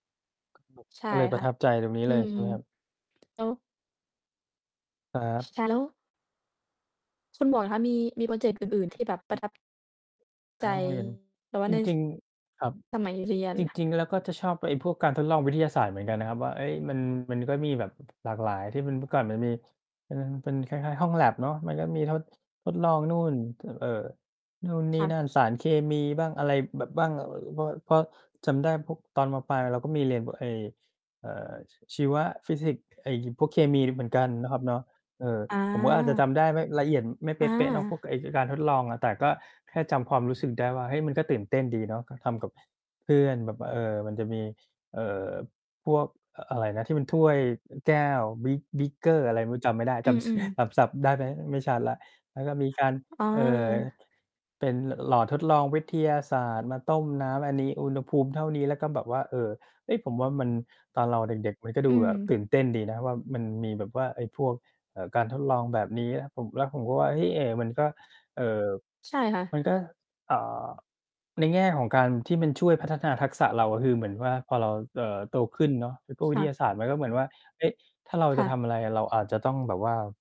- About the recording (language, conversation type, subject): Thai, unstructured, คุณเคยรู้สึกมีความสุขจากการทำโครงงานในห้องเรียนไหม?
- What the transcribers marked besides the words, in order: distorted speech; tapping; other noise; other background noise; chuckle